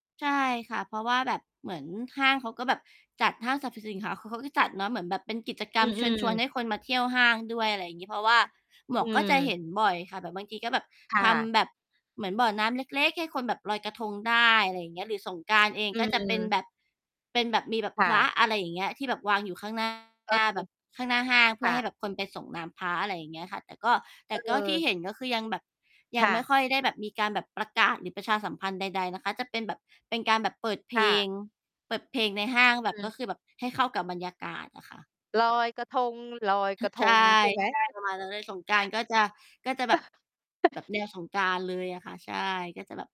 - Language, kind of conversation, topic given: Thai, unstructured, ประเพณีใดที่คุณอยากให้คนรุ่นใหม่รู้จักมากขึ้น?
- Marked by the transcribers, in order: other background noise; distorted speech; singing: "ลอยกระทง ลอยกระทง"; chuckle